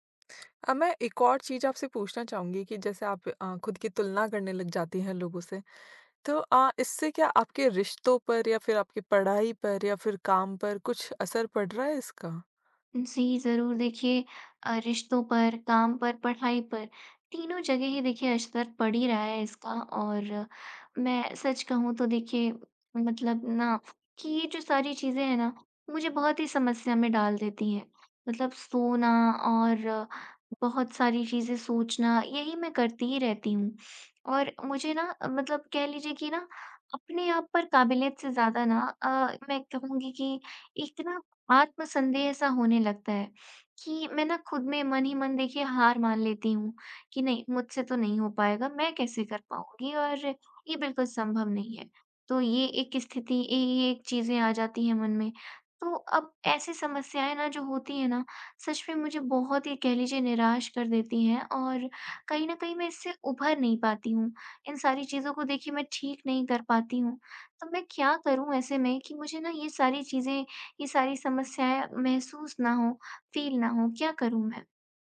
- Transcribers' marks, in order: tapping; in English: "फ़ील"
- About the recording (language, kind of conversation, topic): Hindi, advice, सोशल मीडिया पर दूसरों से तुलना करने के कारण आपको अपनी काबिलियत पर शक क्यों होने लगता है?